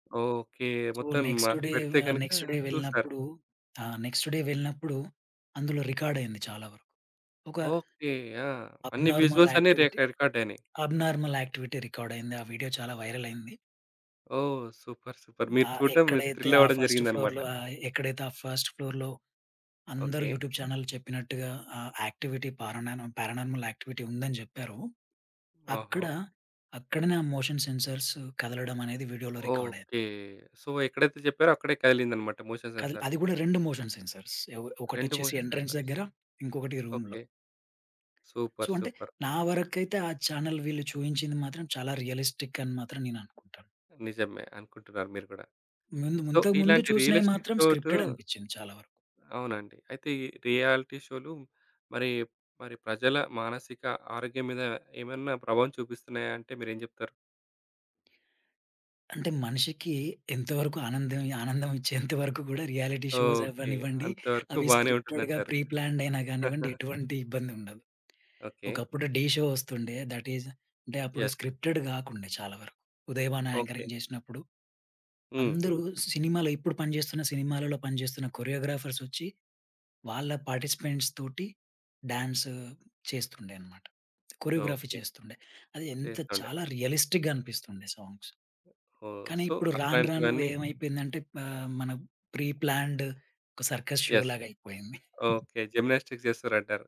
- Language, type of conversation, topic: Telugu, podcast, రియాలిటీ షోలు నిజంగానే నిజమేనా?
- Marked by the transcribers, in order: in English: "సో, నెక్స్ట్ డే"; in English: "నెక్స్ట్ డే"; in English: "నెక్స్ట్ డే"; in English: "రికార్డ్"; in English: "అబ్నార్మల్ యాక్టివిటీ, అబ్నార్మల్ యాక్టివిటీ రికార్డ్"; in English: "విజువల్స్"; in English: "రికార్డ్"; in English: "వీడియో"; in English: "వైరల్"; in English: "సూపర్, సూపర్"; in English: "ఫస్ట్ ఫ్లోర్‌లో"; in English: "ఫస్ట్ ఫ్లోర్‌లో"; in English: "యూట్యూబ్ చానెల్"; in English: "యాక్టివిటీ పారానార్మ పారానార్మల్ యాక్టివిటీ"; in English: "మోషన్ సెన్సార్స్"; in English: "సో"; in English: "మోషన్ సెన్సార్"; in English: "మోషన్ సెన్సార్స్"; in English: "మోషన్ సెన్సార్స్"; in English: "ఎంట్రెన్స్"; in English: "రూమ్‌లో"; in English: "సూపర్, సూపర్"; in English: "సో"; in English: "చానెల్"; in English: "రియలిస్టిక్"; other background noise; in English: "సో"; in English: "రియలిస్టిక్ ఘాట్"; in English: "స్క్రిప్టెడ్"; in English: "రియాలిటీ"; in English: "రియాలిటీ షోస్"; in English: "స్క్రిప్టెడ్‌గా ప్రి ప్లాన్డ్"; chuckle; in English: "షో"; in English: "థటీజ్"; in English: "యెస్"; in English: "స్క్రిప్టెడ్"; in English: "యాంకరింగ్"; in English: "పార్టిసిపెంట్స్‌తోటి డాన్స్"; in English: "కొరియోగ్రఫీ"; in English: "రియలిస్టిక్‌గా"; tapping; in English: "సో"; in English: "సాంగ్స్"; in English: "ప్రి ప్లాన్డ్ ఒక సర్కస్"; in English: "యెస్"; in English: "జిమ్నాస్టిక్స్"; chuckle